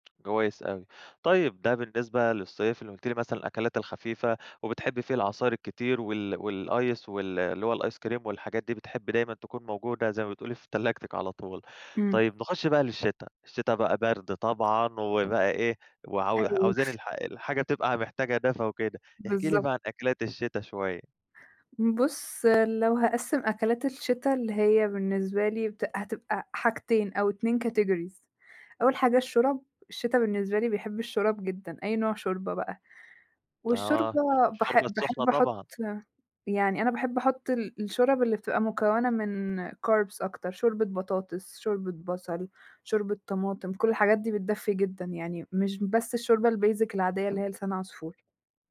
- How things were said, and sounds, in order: tapping; in English: "والice"; in English: "الice cream"; other noise; in English: "categories"; in English: "carbs"; in English: "الbasic"
- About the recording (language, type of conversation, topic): Arabic, podcast, بتحس إن أكلك بيختلف من فصل للتاني؟ وإزاي؟